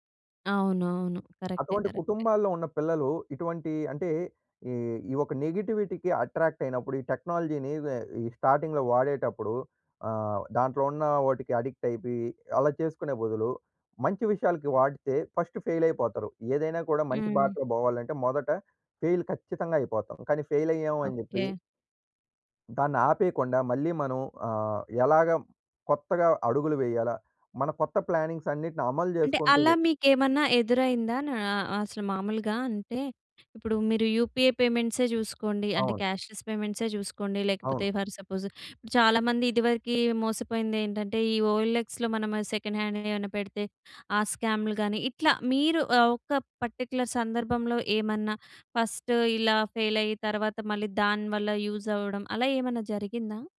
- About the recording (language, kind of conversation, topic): Telugu, podcast, మీరు మొదట టెక్నాలజీని ఎందుకు వ్యతిరేకించారు, తర్వాత దాన్ని ఎలా స్వీకరించి ఉపయోగించడం ప్రారంభించారు?
- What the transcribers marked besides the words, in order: in English: "నెగటివిటీకి అట్రాక్ట్"; in English: "టెక్నాలజీని"; in English: "స్టార్టింగ్‌లో"; in English: "అడిక్ట్"; in English: "ఫస్ట్ ఫెయిల్"; in English: "ఫెయిల్"; in English: "ఫెయిల్"; in English: "ప్లాన్నింగ్స్"; in English: "యూపీఏ"; in English: "క్యా‌ష్‌లె‌స్"; in English: "ఫర్ సపోజ్"; in English: "ఓఎల్ఎక్స్‌లో"; in English: "సెకండ్ హ్యాండ్"; in English: "స్క్యామ్‍లు"; in English: "పర్టిక్యులర్"; in English: "ఫస్ట్"; in English: "ఫెయిల్"; in English: "యూజ్"